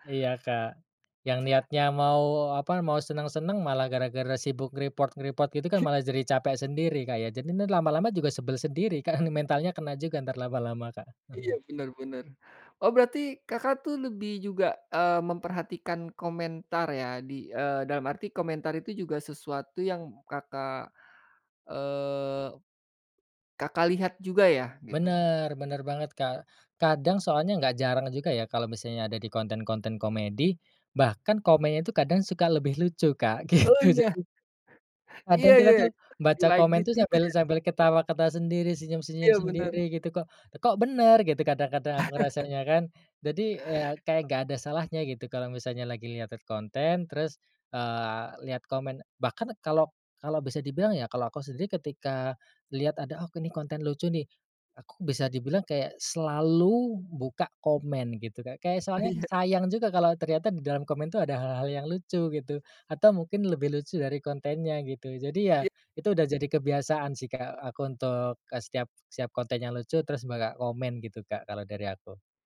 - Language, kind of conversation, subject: Indonesian, podcast, Bagaimana pengalaman Anda mengatur akun media sosial agar kesehatan mental tetap terjaga?
- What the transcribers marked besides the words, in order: in English: "nge-report-nge-report"; other noise; laughing while speaking: "Kak"; chuckle; laughing while speaking: "gitu"; in English: "di-like"; laugh; laughing while speaking: "Iya"; other background noise